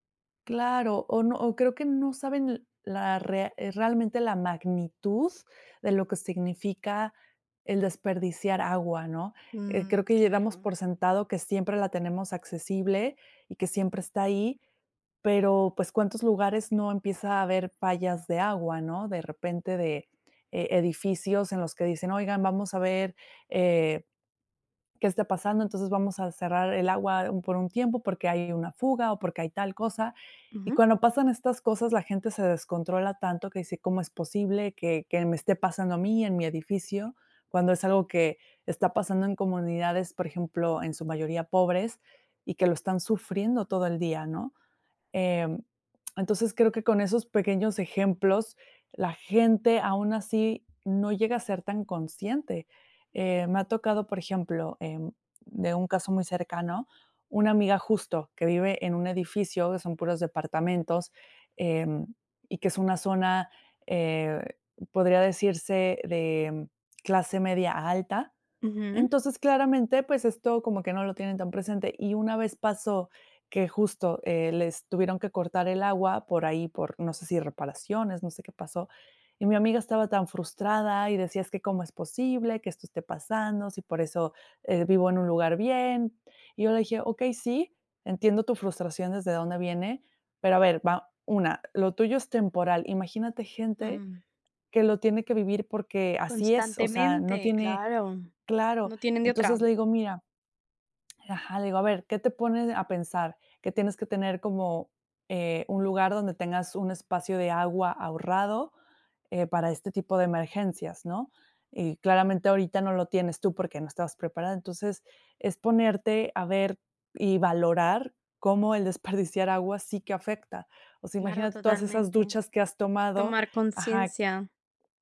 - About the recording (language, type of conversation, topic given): Spanish, podcast, ¿Cómo motivarías a la gente a cuidar el agua?
- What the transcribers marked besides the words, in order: tapping; laughing while speaking: "desperdiciar"; other background noise